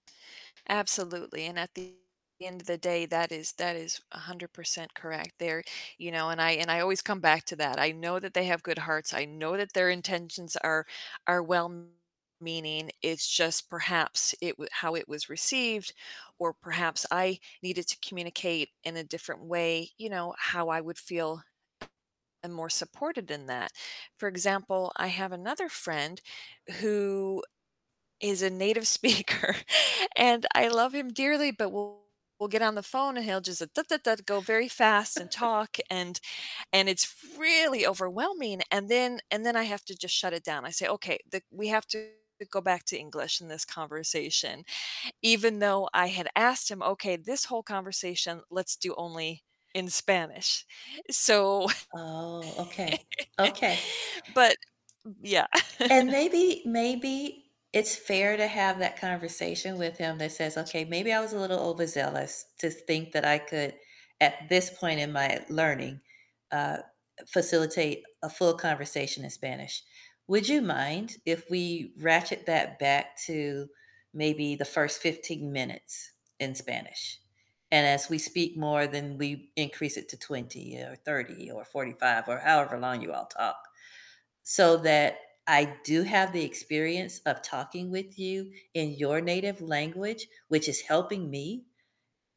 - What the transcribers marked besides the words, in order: mechanical hum; distorted speech; other background noise; laughing while speaking: "speaker"; chuckle; stressed: "really"; static; laugh; tapping
- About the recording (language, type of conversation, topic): English, unstructured, What role do your friends play in helping you learn better?
- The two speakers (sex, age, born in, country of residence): female, 50-54, United States, United States; female, 60-64, United States, United States